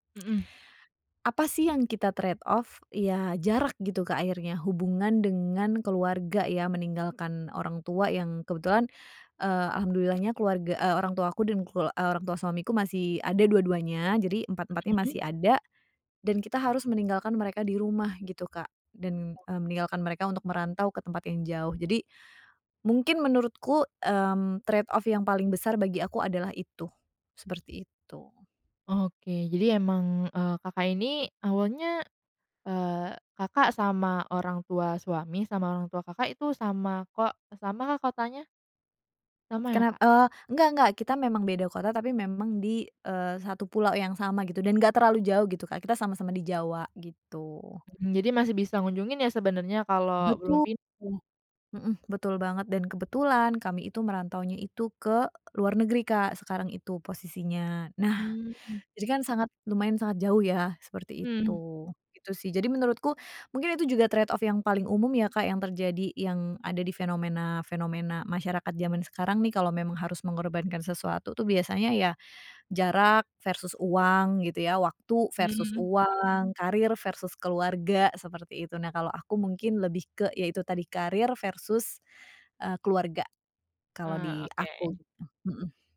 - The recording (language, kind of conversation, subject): Indonesian, podcast, Apa pengorbanan paling berat yang harus dilakukan untuk meraih sukses?
- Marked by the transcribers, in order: other background noise; in English: "trade off?"; in English: "trade off"; tapping; in English: "trade off"